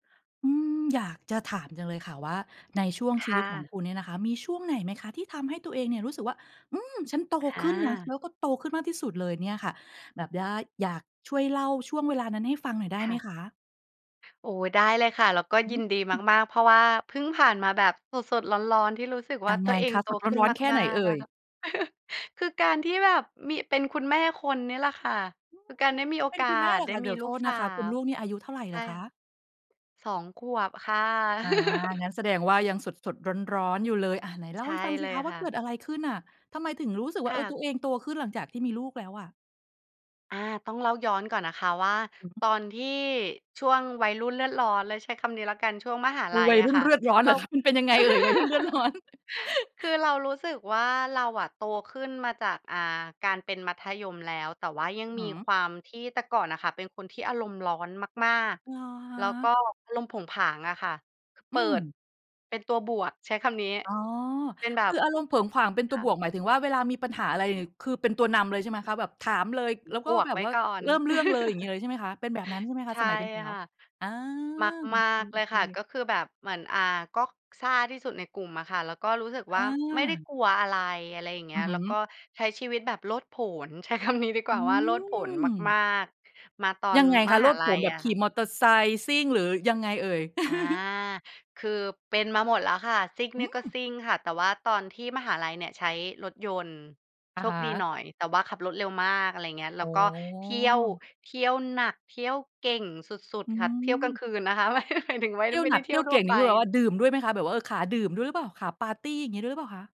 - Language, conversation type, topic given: Thai, podcast, ช่วงไหนในชีวิตที่คุณรู้สึกว่าตัวเองเติบโตขึ้นมากที่สุด และเพราะอะไร?
- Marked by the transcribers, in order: chuckle; giggle; laughing while speaking: "เหรอคะ ?"; laughing while speaking: "เอ่ย วัยรุ่นเลือดร้อน ?"; giggle; chuckle; other background noise; chuckle; laughing while speaking: "คำ"; drawn out: "อืม"; chuckle; laughing while speaking: "ไม่ หมายถึงไม่"